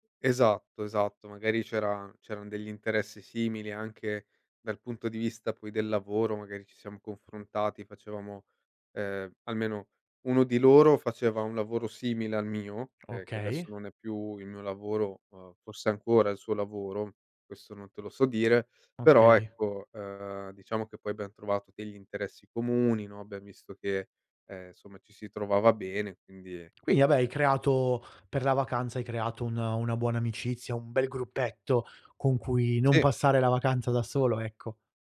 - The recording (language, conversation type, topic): Italian, podcast, Qual è un incontro fatto in viaggio che non dimenticherai mai?
- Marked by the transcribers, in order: "c'erano" said as "c'eran"; "abbiamo" said as "abbiam"